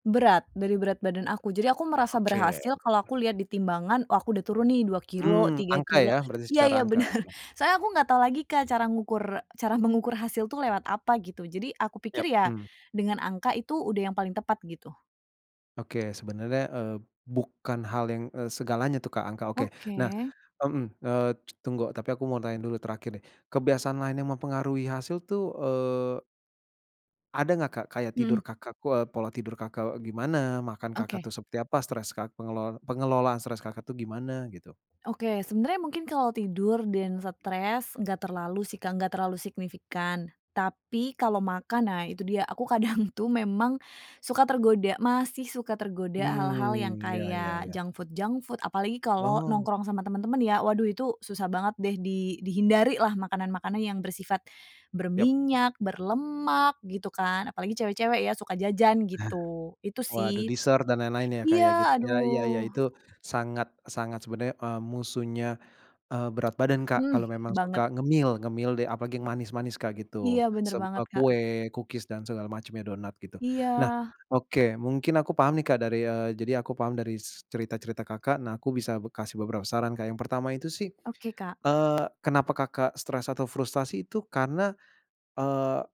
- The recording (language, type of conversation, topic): Indonesian, advice, Mengapa saya merasa frustrasi karena tidak melihat hasil meski rutin berlatih?
- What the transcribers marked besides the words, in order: other background noise; laughing while speaking: "bener"; tapping; laughing while speaking: "kadang"; in English: "junk food junk food"; chuckle; in English: "dessert"